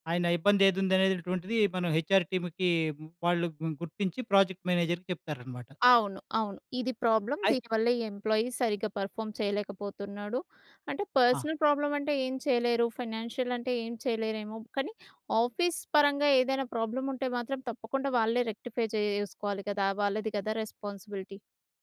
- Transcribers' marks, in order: in English: "హెచ్‌ఆర్ టీమ్‌కి"; in English: "ప్రాజెక్ట్ మేనేజర్‌కి"; in English: "ప్రాబ్లమ్"; in English: "ఎంప్లాయి"; in English: "పర్‌ఫా‌మ్"; in English: "పర్సనల్"; in English: "ఆఫీస్"; in English: "రెక్టిఫై"; in English: "రెస్పాన్సిబిలిటీ"
- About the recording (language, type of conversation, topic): Telugu, podcast, మీ పని పంచుకునేటప్పుడు ఎక్కడ నుంచీ మొదలుపెడతారు?